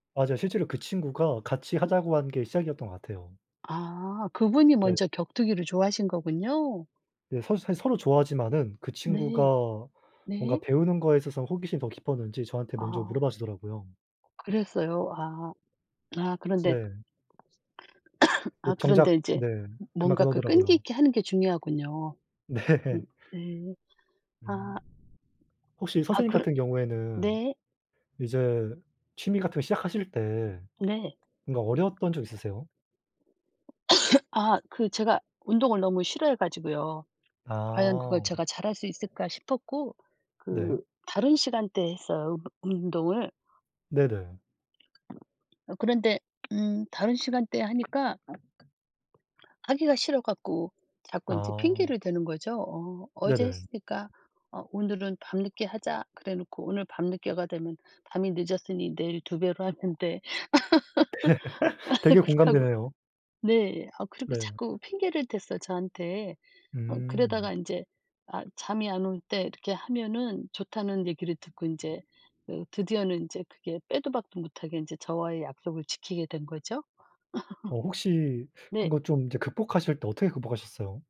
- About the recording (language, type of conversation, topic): Korean, unstructured, 취미를 시작할 때 가장 어려운 점은 무엇인가요?
- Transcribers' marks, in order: tapping; other background noise; cough; cough; laugh; laugh